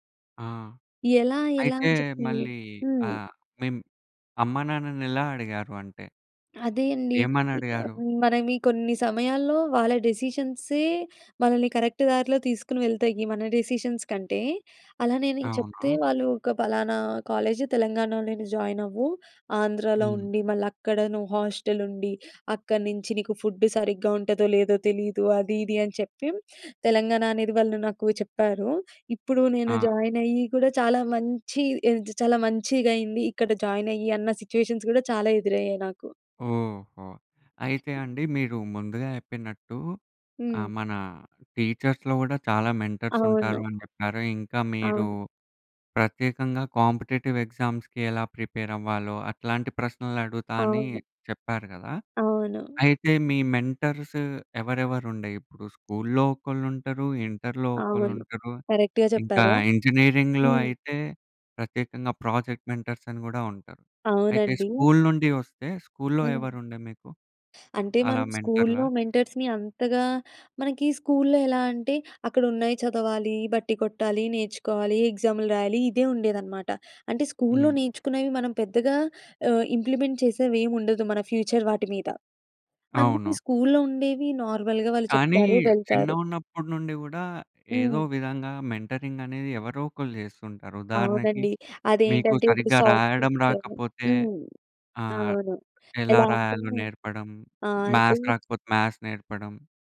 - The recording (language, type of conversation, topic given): Telugu, podcast, నువ్వు మెంటర్‌ను ఎలాంటి ప్రశ్నలు అడుగుతావు?
- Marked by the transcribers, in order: in English: "కరెక్ట్"; in English: "డెసిషన్స్"; in English: "కాలేజ్"; in English: "జాయిన్"; in English: "హాస్టల్"; in English: "ఫుడ్"; in English: "జాయిన్"; in English: "జాయిన్"; in English: "సిట్యుయేషన్స్"; other background noise; in English: "టీచర్స్‌లో"; in English: "మెంటర్స్"; in English: "కాంపిటీటివ్ ఎగ్జామ్స్‌కి"; in English: "ప్రిపేర్"; in English: "మెంటర్స్"; in English: "స్కూల్‌లో"; in English: "కరెక్ట్‌గా"; in English: "ఇంజనీరింగ్‌లో"; in English: "ప్రాజెక్ట్ మెంటర్స్"; tapping; in English: "స్కూల్"; in English: "స్కూల్‌లో"; in English: "స్కూల్‌లో, మెంటర్స్‌ని"; in English: "మెంటర్‌లా?"; in English: "స్కూల్‌లో"; in English: "స్కూల్‌లో"; in English: "ఇంప్లిమెంట్"; in English: "ఫ్యూచర్"; in English: "స్కూల్‌లో"; in English: "నార్మల్‌గా"; in English: "మెంటరింగ్"; in English: "సౌత్ ఫుడ్స్"; in English: "మ్యాథ్స్"; unintelligible speech; in English: "మ్యాథ్స్"